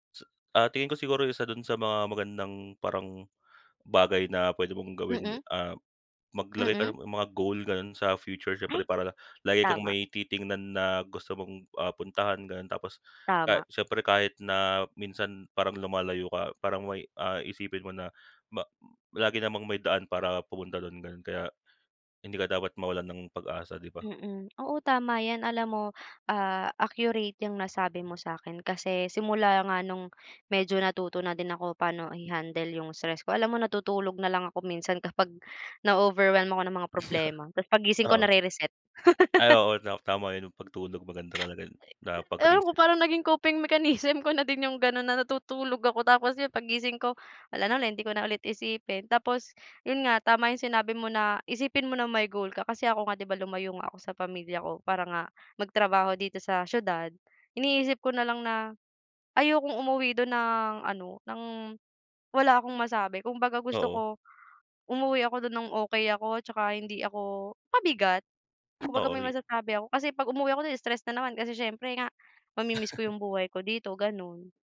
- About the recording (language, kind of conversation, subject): Filipino, unstructured, Paano mo inilalarawan ang pakiramdam ng stress sa araw-araw?
- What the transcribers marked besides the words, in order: laugh; laugh; unintelligible speech; in English: "coping mechanism"; laughing while speaking: "mechanism"; tapping; other background noise; laugh